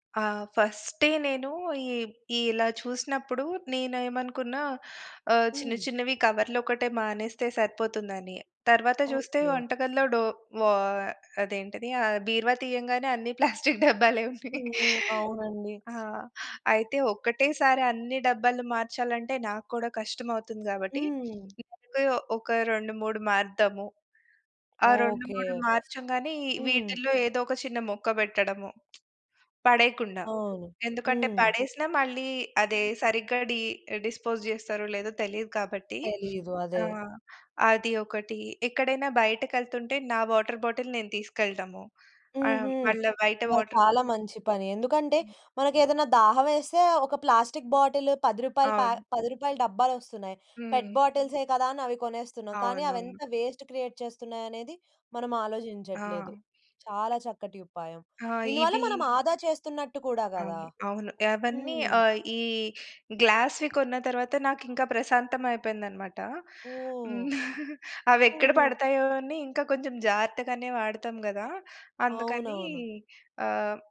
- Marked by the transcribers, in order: laughing while speaking: "ప్లాస్టిక్కు డబ్బాలే ఉన్నాయి"; sniff; other background noise; tapping; in English: "డి డిస్పోజ్"; in English: "వాటర్ బాటిల్"; in English: "ప్లాస్టిక్ బాటిల్"; in English: "వేస్ట్ క్రియేట్"; in English: "గ్లాస్‌వి"; chuckle
- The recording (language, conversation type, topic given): Telugu, podcast, ఒక సాధారణ వ్యక్తి ప్లాస్టిక్‌ను తగ్గించడానికి తన రోజువారీ జీవితంలో ఏలాంటి మార్పులు చేయగలడు?